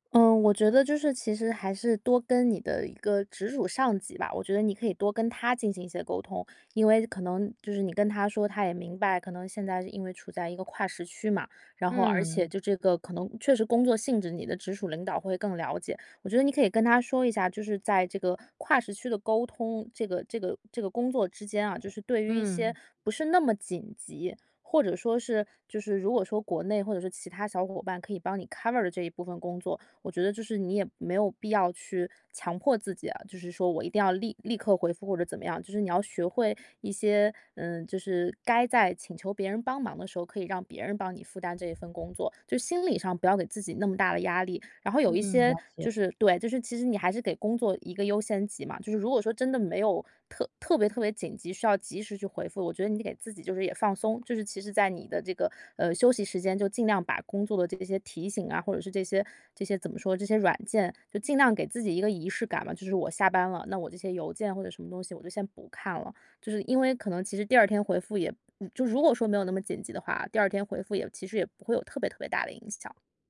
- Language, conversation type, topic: Chinese, advice, 我怎样才能更好地区分工作和生活？
- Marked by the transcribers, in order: other background noise; in English: "cover"